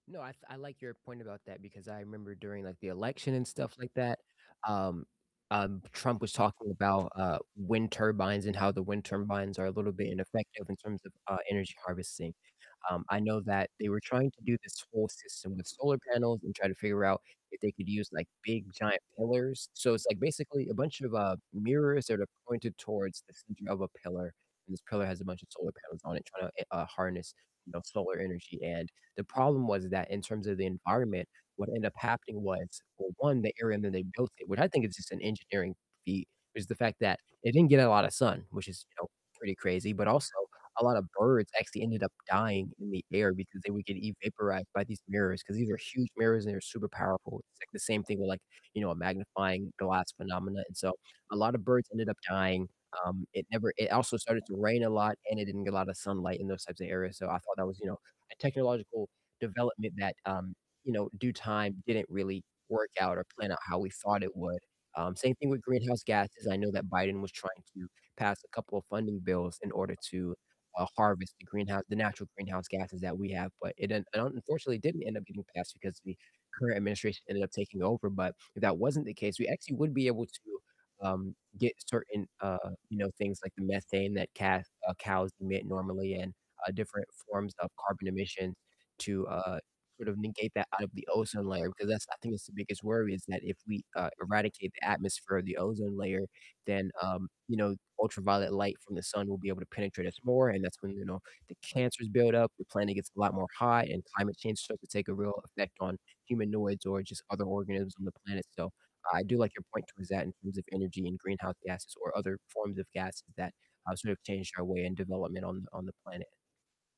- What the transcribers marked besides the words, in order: distorted speech; static; other background noise; tapping
- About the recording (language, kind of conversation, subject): English, unstructured, How can science help us take care of the planet?